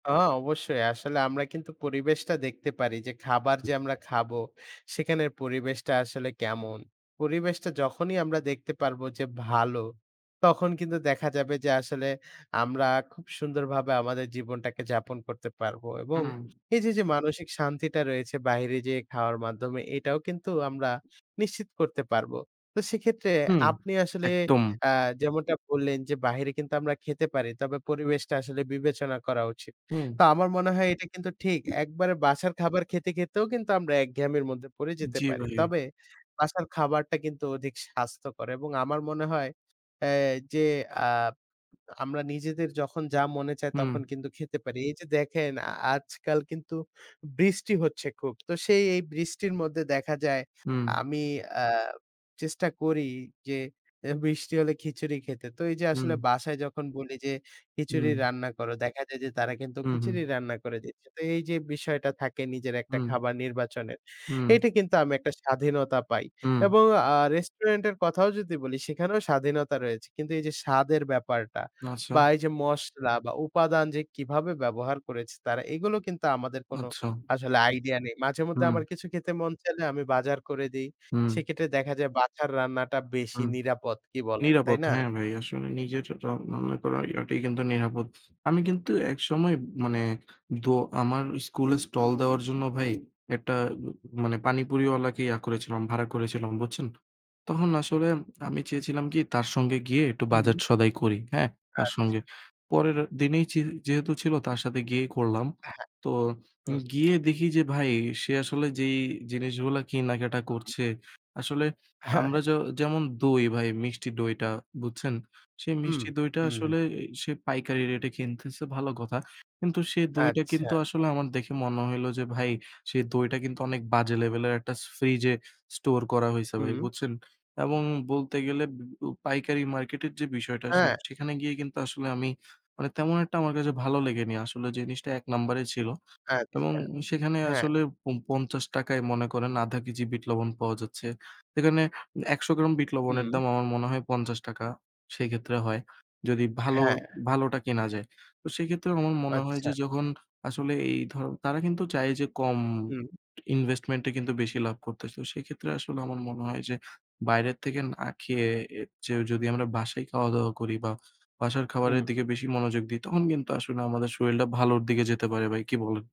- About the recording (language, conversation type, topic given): Bengali, unstructured, আপনার কি মনে হয়, বাড়ির খাবার খাওয়া কতটা নিরাপদ?
- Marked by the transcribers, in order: tapping; other background noise; chuckle